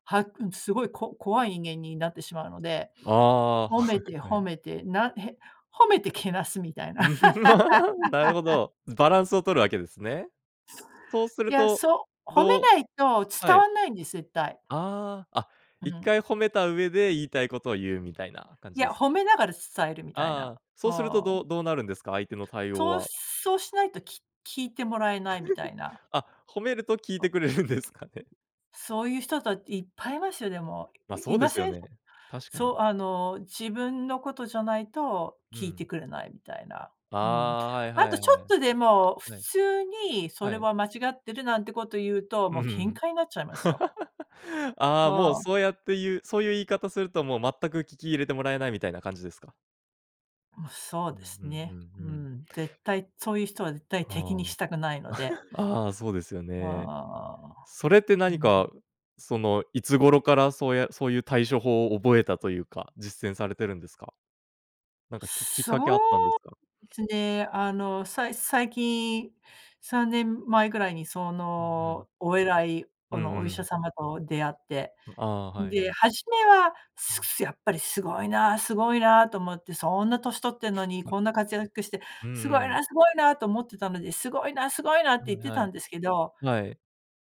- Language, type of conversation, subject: Japanese, podcast, 相手の話を遮らずに聞くコツはありますか？
- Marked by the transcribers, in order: laughing while speaking: "はい、はい"; laugh; giggle; laughing while speaking: "褒めると聞いてくれるんですかね"; other noise; laugh; giggle; other background noise